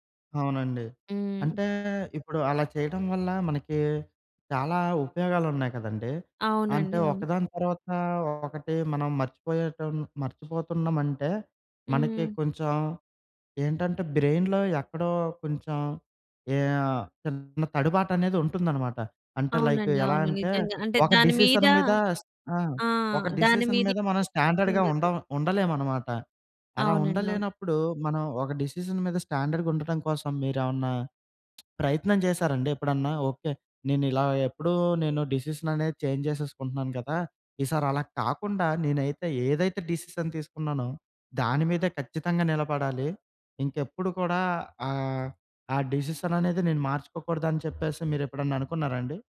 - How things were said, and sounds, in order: in English: "బ్రెయిన్‌లో"; in English: "డిసిషన్"; in English: "డిసిషన్"; in English: "స్టాండర్డ్‌గా"; in English: "ఇంట్రెస్ట్"; in English: "డిసిషన్"; in English: "స్టాండర్డ్‌గా"; lip smack; in English: "చేంజ్"; in English: "డిసిషన్"
- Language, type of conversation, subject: Telugu, podcast, మీరు ప్రతిరోజూ చిన్న మెరుగుదల కోసం ఏమి చేస్తారు?